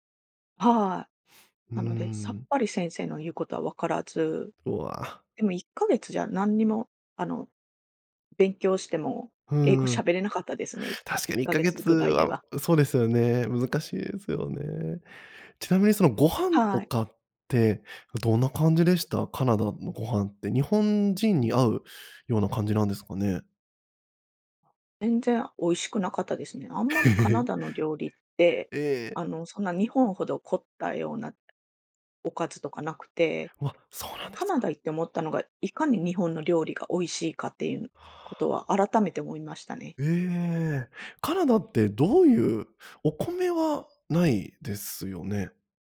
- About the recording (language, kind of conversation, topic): Japanese, podcast, ひとり旅で一番忘れられない体験は何でしたか？
- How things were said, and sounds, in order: other background noise; chuckle